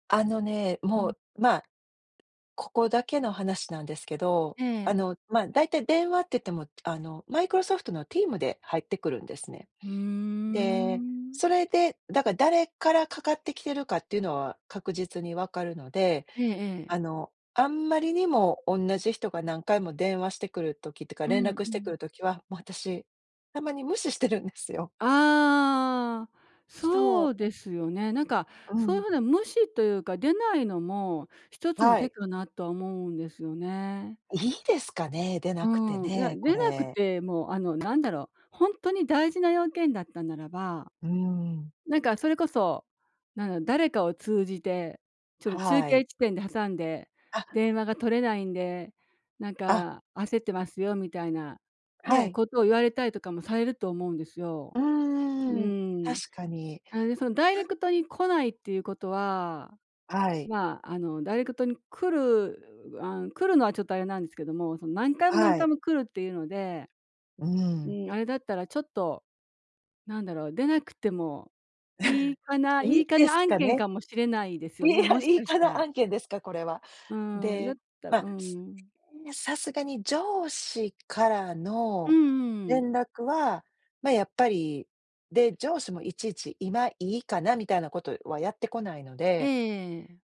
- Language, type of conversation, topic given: Japanese, advice, 職場や家庭で頻繁に中断されて集中できないとき、どうすればよいですか？
- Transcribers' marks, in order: other background noise; chuckle; laughing while speaking: "いや"